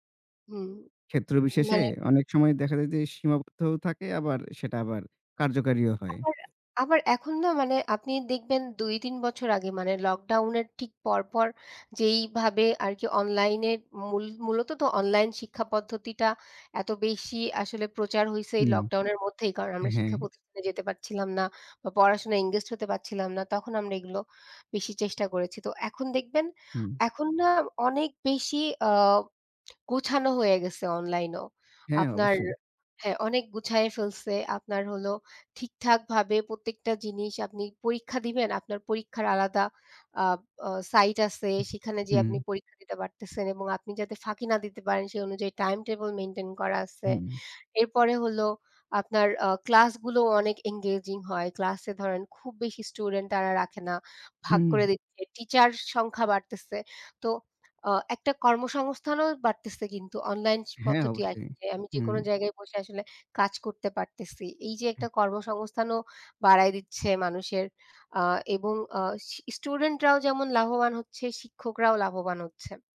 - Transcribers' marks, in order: other noise; other background noise; tapping; lip smack; wind; in English: "এনগেজিং"; unintelligible speech
- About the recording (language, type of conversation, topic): Bengali, unstructured, অনলাইন শিক্ষার সুবিধা ও অসুবিধাগুলো কী কী?
- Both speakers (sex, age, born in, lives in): female, 25-29, Bangladesh, Bangladesh; male, 25-29, Bangladesh, Bangladesh